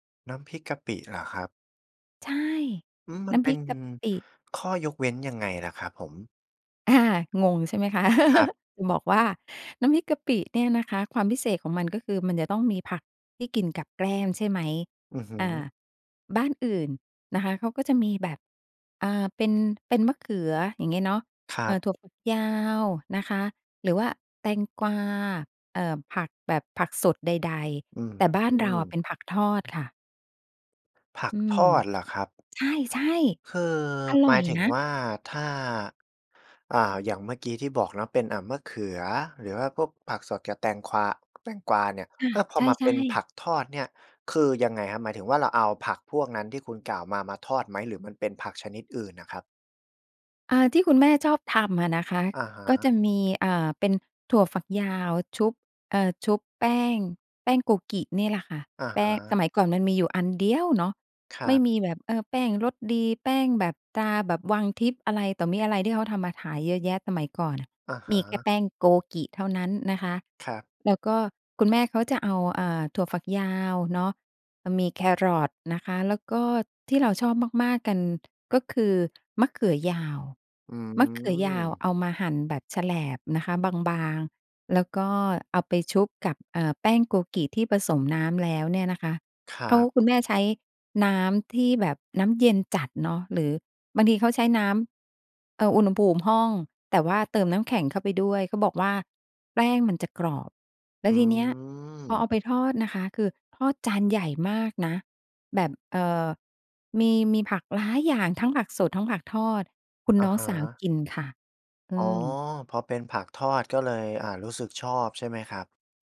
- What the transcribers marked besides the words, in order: laugh
- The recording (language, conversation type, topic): Thai, podcast, คุณมีความทรงจำเกี่ยวกับมื้ออาหารของครอบครัวที่ประทับใจบ้างไหม?